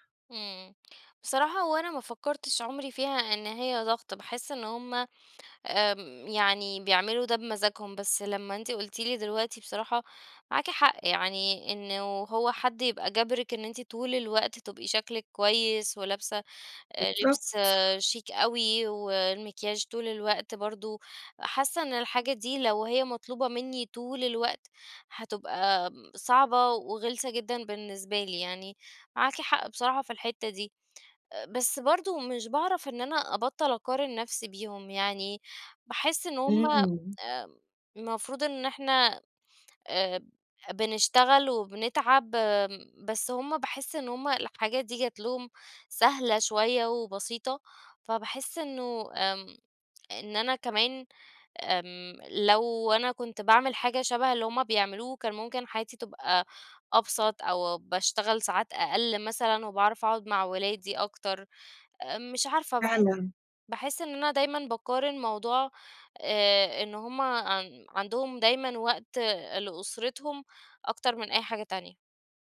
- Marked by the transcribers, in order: none
- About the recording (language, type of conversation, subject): Arabic, advice, ازاي ضغط السوشيال ميديا بيخلّيني أقارن حياتي بحياة غيري وأتظاهر إني مبسوط؟